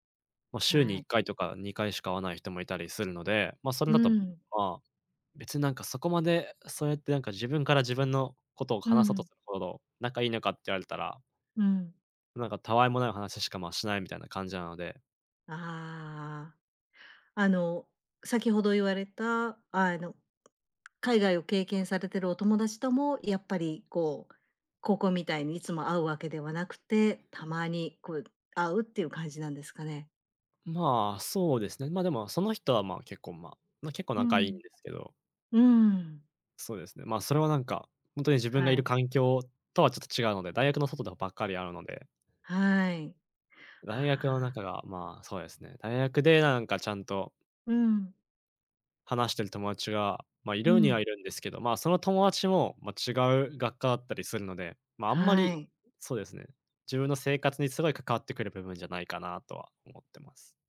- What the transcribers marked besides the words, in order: tapping
- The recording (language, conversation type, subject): Japanese, advice, 新しい環境で自分を偽って馴染もうとして疲れた